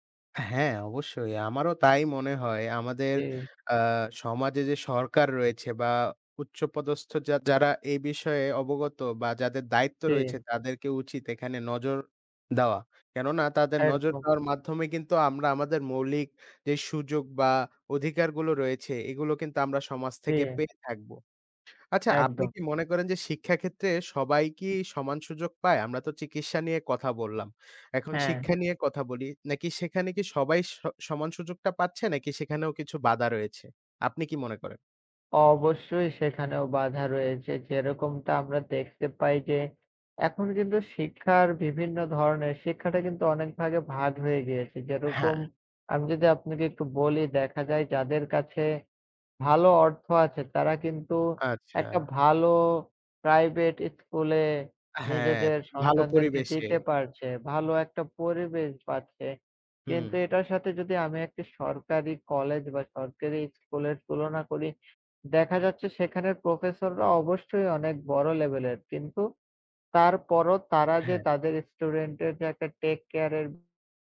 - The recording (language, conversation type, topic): Bengali, unstructured, আপনার কি মনে হয়, সমাজে সবাই কি সমান সুযোগ পায়?
- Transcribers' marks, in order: other background noise